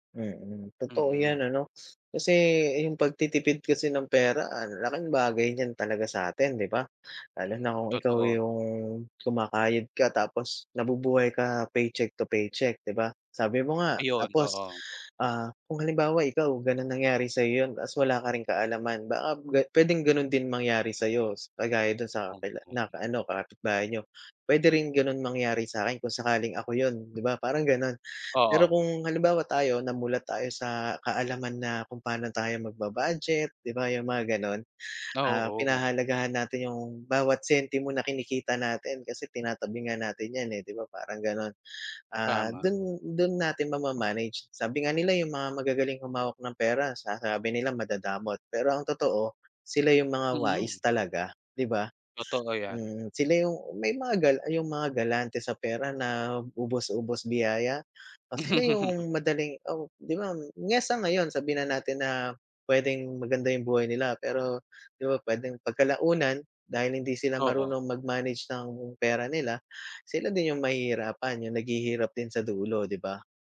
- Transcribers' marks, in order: in English: "paycheck to paycheck"; unintelligible speech; tapping; laugh
- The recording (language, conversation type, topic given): Filipino, unstructured, Ano ang pakiramdam mo kapag nakakatipid ka ng pera?